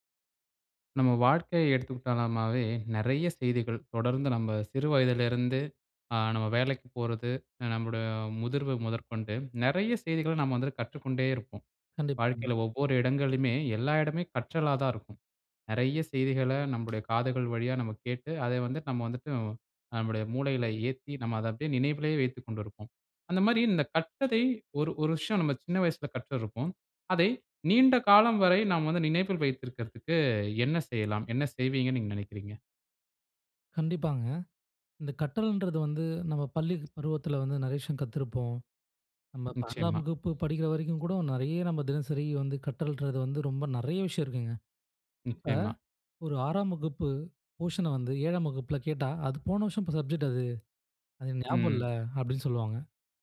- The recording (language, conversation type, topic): Tamil, podcast, கற்றதை நீண்டகாலம் நினைவில் வைத்திருக்க நீங்கள் என்ன செய்கிறீர்கள்?
- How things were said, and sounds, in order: anticipating: "என்ன செய்யலாம்? என்ன செய்வீங்கனு நீங்க நினைக்குறீங்க?"; in English: "போர்ஷன்"; in English: "சப்ஜெக்ட்"